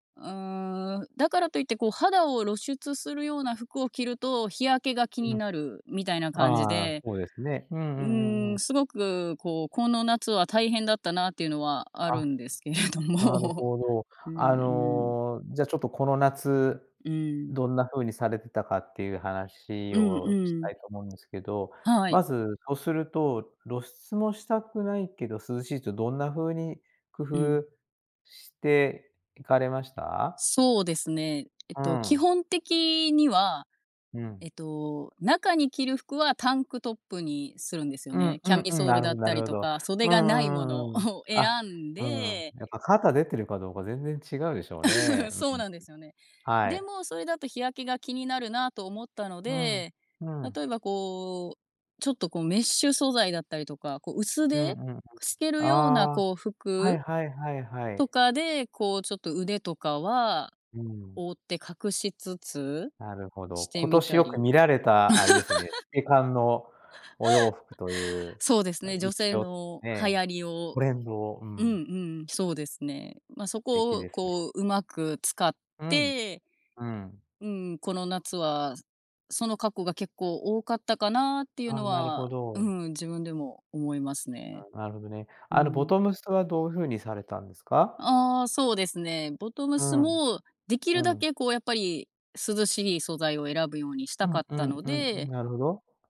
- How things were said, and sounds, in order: other background noise; laughing while speaking: "あるんですけれども"; chuckle; chuckle; chuckle; tapping; chuckle; laugh
- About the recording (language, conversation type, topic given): Japanese, podcast, 服を通して自分らしさをどう表現したいですか?